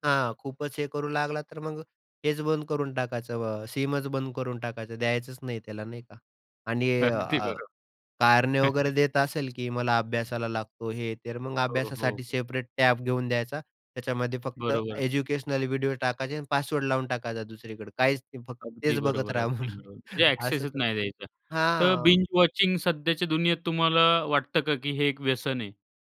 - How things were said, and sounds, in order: tapping; laughing while speaking: "अगदी बरोबर"; chuckle; other background noise; in English: "एक्सेसच"; laughing while speaking: "म्हणवं"; in English: "बिंज वॉचिंग"
- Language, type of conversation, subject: Marathi, podcast, सलग भाग पाहण्याबद्दल तुमचे मत काय आहे?